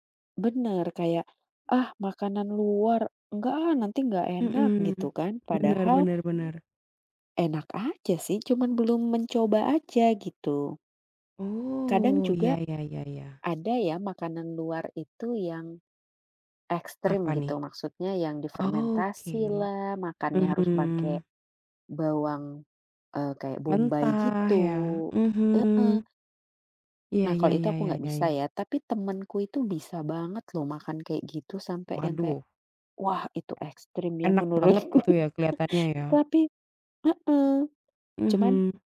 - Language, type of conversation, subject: Indonesian, unstructured, Bagaimana cara kamu meyakinkan teman untuk mencoba makanan baru?
- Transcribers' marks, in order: other background noise; laughing while speaking: "menurutku"; chuckle